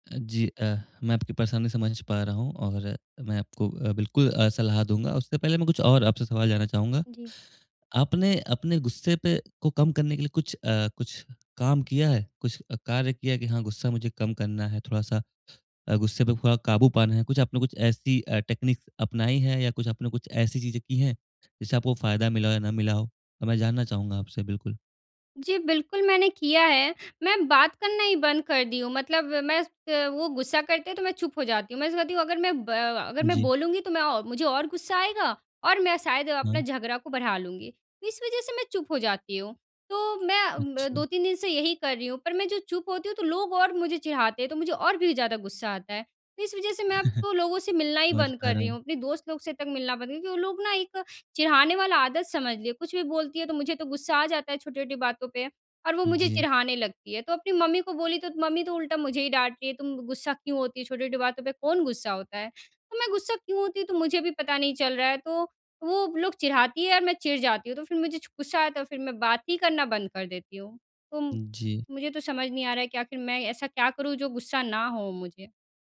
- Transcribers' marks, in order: in English: "टेक्नीक्स"; tapping; chuckle
- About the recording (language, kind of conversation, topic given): Hindi, advice, मुझे बार-बार छोटी-छोटी बातों पर गुस्सा क्यों आता है और यह कब तथा कैसे होता है?